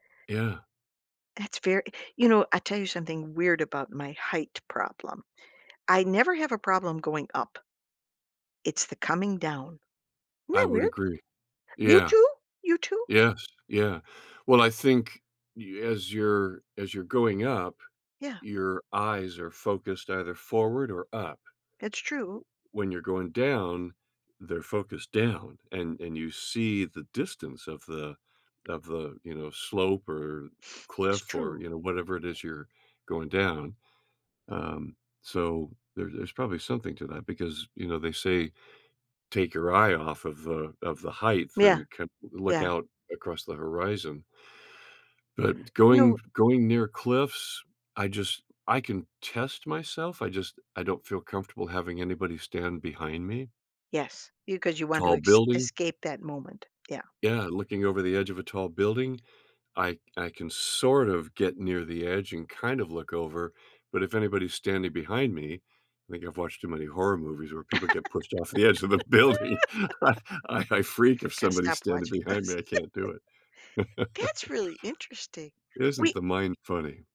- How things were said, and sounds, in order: tapping; surprised: "You too?"; other background noise; laugh; laughing while speaking: "edge of the building I"; laughing while speaking: "those"; laugh
- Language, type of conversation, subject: English, unstructured, How do I notice and shift a small belief that's limiting me?
- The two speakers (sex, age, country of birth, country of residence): female, 65-69, United States, United States; male, 70-74, Canada, United States